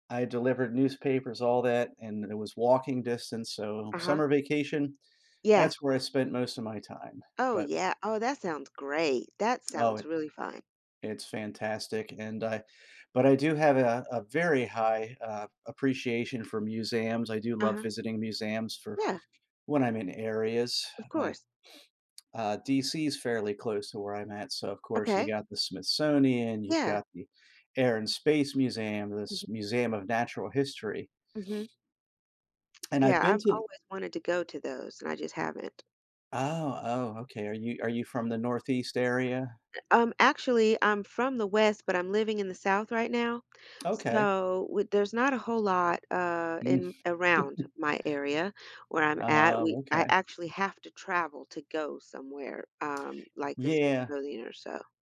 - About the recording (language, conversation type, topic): English, unstructured, How would you spend a week with unlimited parks and museums access?
- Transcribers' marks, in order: tapping; other background noise; chuckle; unintelligible speech